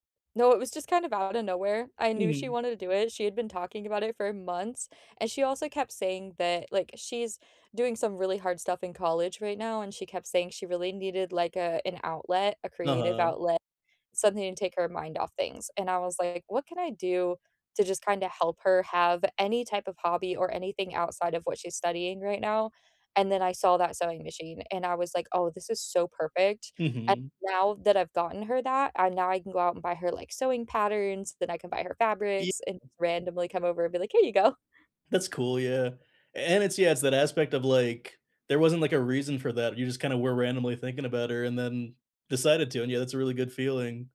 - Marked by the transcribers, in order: none
- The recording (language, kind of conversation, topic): English, unstructured, Can you remember a moment when you felt really loved?
- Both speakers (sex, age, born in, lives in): female, 35-39, United States, United States; male, 30-34, India, United States